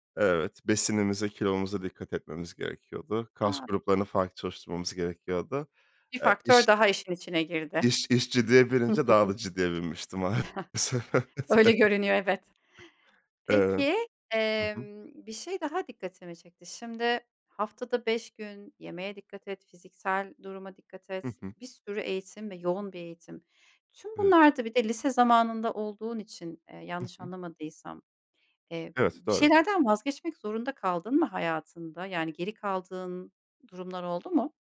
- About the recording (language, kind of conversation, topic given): Turkish, podcast, Hayatında seni en çok gururlandıran başarın nedir?
- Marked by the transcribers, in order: chuckle; other background noise; chuckle; laughing while speaking: "Maalesef. Evet"; chuckle